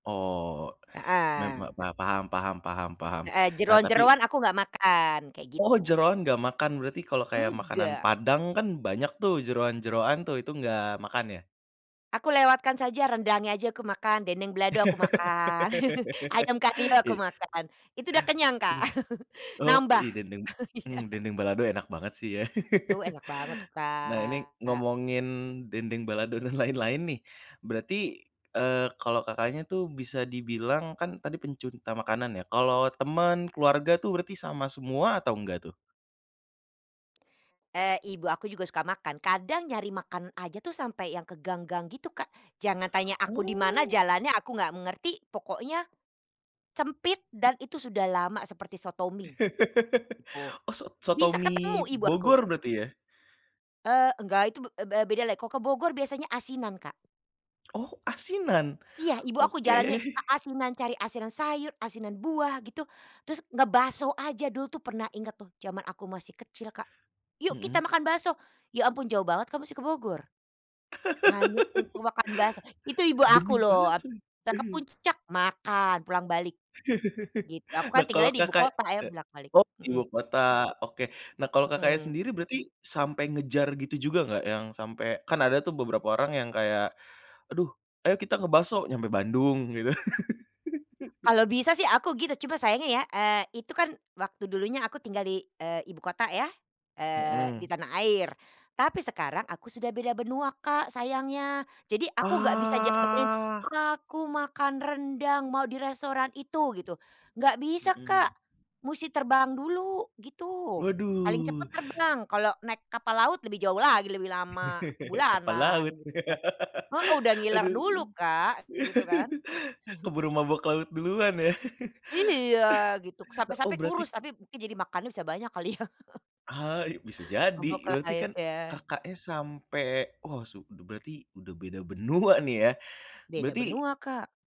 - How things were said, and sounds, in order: laugh; "balado" said as "belado"; chuckle; chuckle; laughing while speaking: "Iya"; laugh; drawn out: "Kak"; laughing while speaking: "dan"; "pencinta" said as "pencunta"; other background noise; laugh; laughing while speaking: "Oke"; laugh; laugh; laugh; drawn out: "Ah"; chuckle; laugh; chuckle; chuckle; laughing while speaking: "ya"
- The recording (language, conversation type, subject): Indonesian, podcast, Bagaimana peran kuliner dan makanan dalam menyatukan orang, menurutmu?